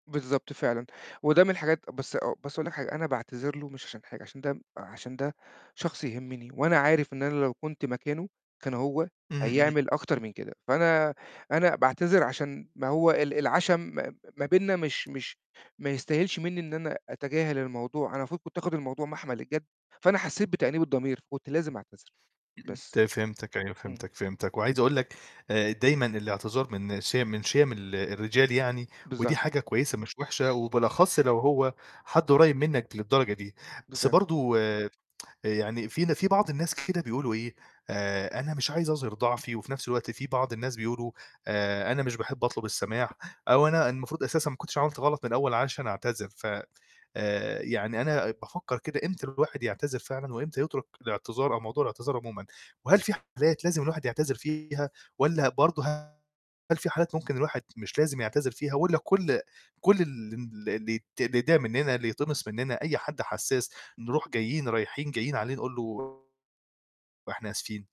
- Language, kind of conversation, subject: Arabic, podcast, إيه أسلوبك لما تحتاج تعتذر عن كلامك؟
- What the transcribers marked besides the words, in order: tapping; tsk; unintelligible speech; distorted speech; other background noise